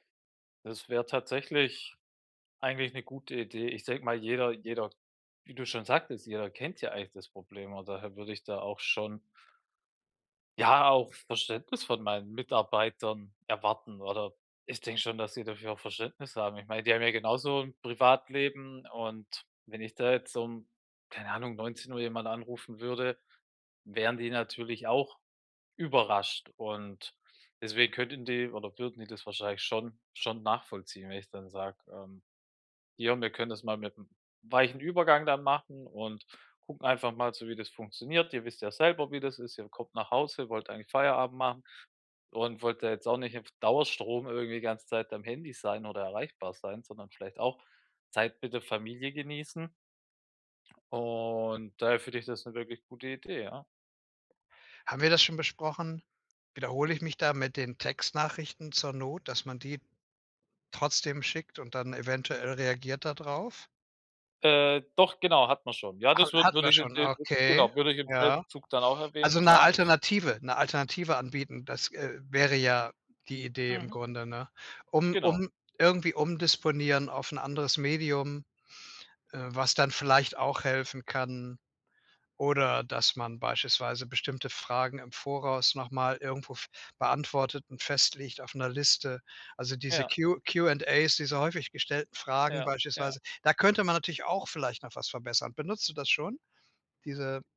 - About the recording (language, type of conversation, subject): German, advice, Wie kann ich meine berufliche Erreichbarkeit klar begrenzen?
- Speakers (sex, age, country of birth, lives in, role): male, 35-39, Germany, Germany, user; male, 70-74, Germany, Germany, advisor
- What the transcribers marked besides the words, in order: drawn out: "Und"